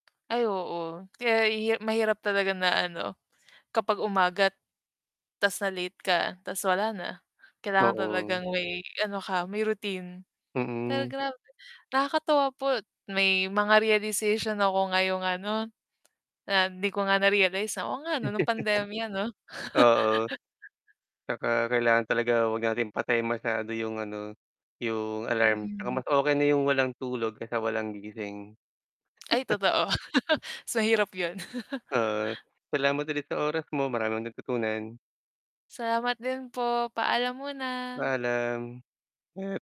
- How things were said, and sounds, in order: static; distorted speech; mechanical hum; tapping; chuckle; other background noise; laugh; chuckle
- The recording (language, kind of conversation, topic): Filipino, unstructured, Paano mo pinipilit ang sarili mong gumising nang maaga araw-araw?